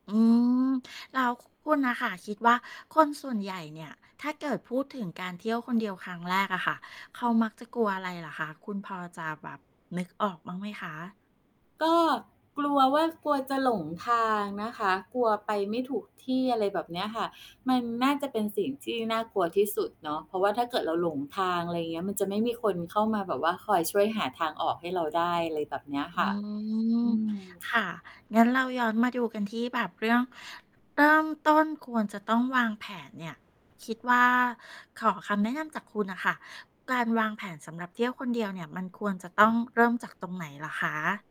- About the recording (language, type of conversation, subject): Thai, podcast, มีคำแนะนำอะไรบ้างสำหรับคนที่อยากลองเที่ยวคนเดียวครั้งแรก?
- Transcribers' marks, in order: static; tapping; other background noise